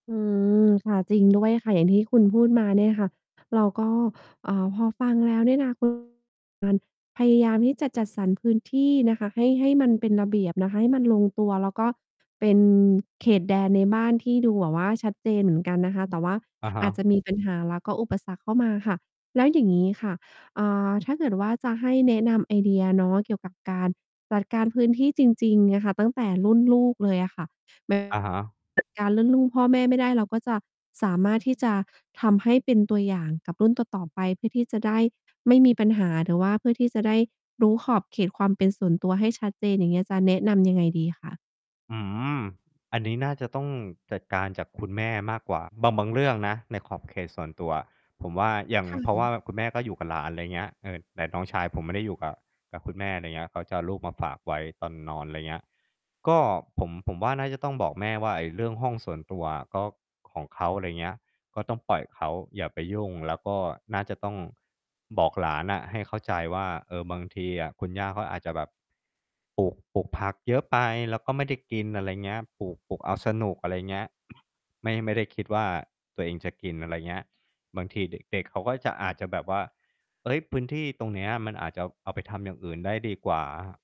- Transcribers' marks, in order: unintelligible speech; distorted speech; unintelligible speech; cough
- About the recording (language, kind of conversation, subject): Thai, podcast, จะแบ่งพื้นที่ส่วนตัวกับพื้นที่ส่วนรวมในบ้านอย่างไรให้ลงตัว?